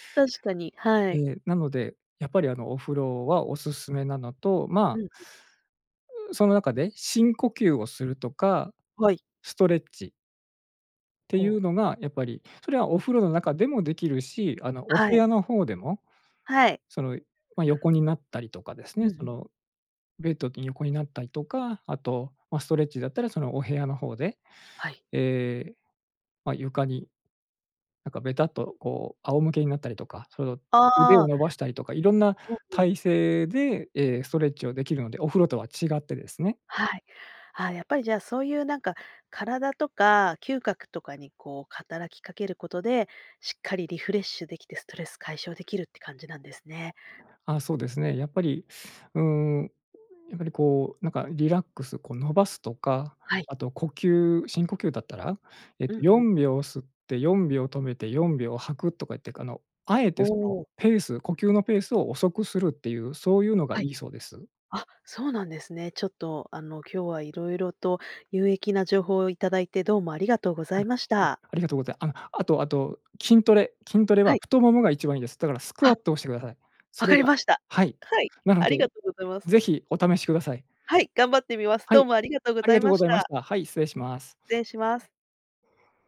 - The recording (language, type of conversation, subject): Japanese, podcast, ストレスがたまったとき、普段はどのように対処していますか？
- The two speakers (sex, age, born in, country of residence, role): female, 40-44, Japan, Japan, host; male, 45-49, Japan, Japan, guest
- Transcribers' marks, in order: "働き" said as "かたらき"; other noise